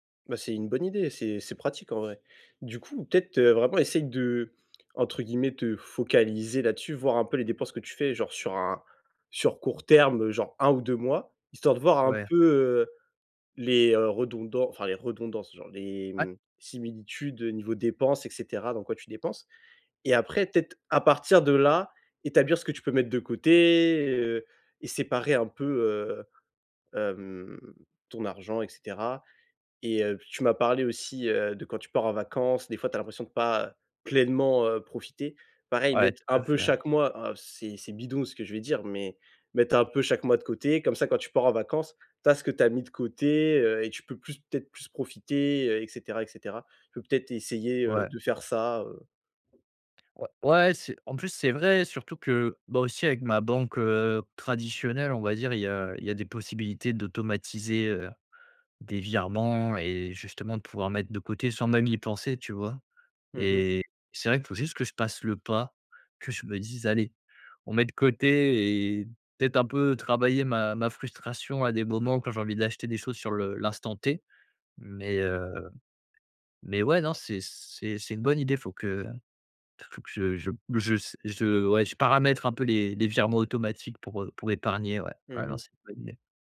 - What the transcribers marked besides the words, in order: tapping
- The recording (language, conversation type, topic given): French, advice, Comment puis-je établir et suivre un budget réaliste malgré mes difficultés ?